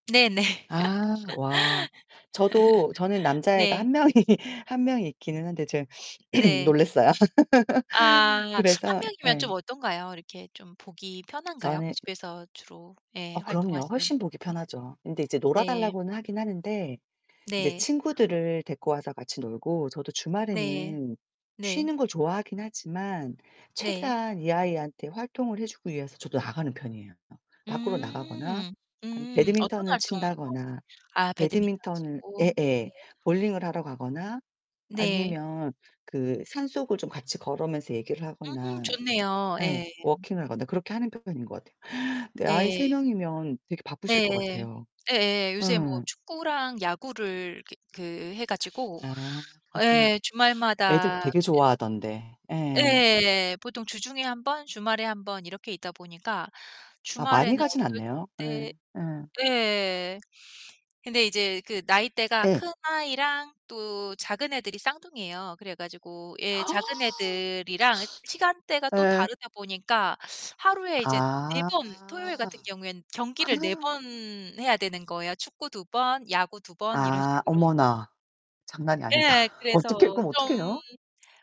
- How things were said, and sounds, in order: other background noise; laugh; laughing while speaking: "한 명이"; throat clearing; laugh; tapping; drawn out: "음"; distorted speech; gasp; gasp; laugh; teeth sucking; drawn out: "아"; gasp
- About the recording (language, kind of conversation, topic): Korean, unstructured, 주말에는 보통 어떻게 보내세요?